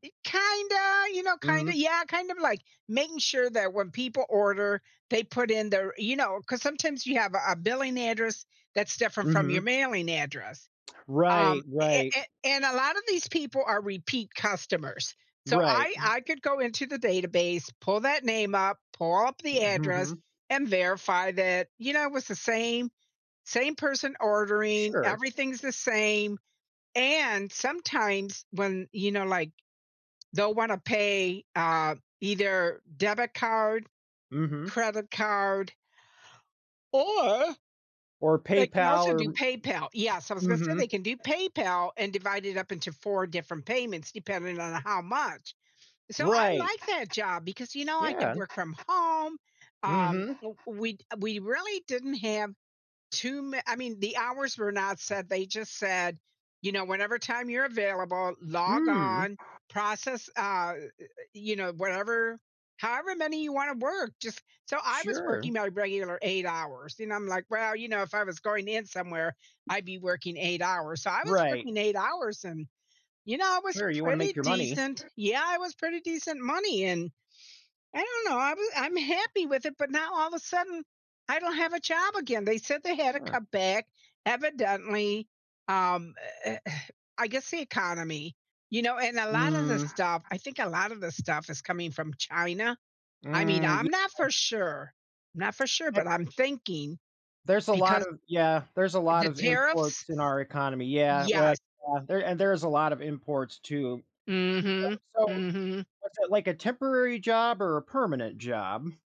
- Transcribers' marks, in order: other background noise; sigh; tapping
- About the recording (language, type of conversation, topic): English, advice, How can I update my resume and find temporary work?
- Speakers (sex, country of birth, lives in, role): female, United States, United States, user; male, United States, United States, advisor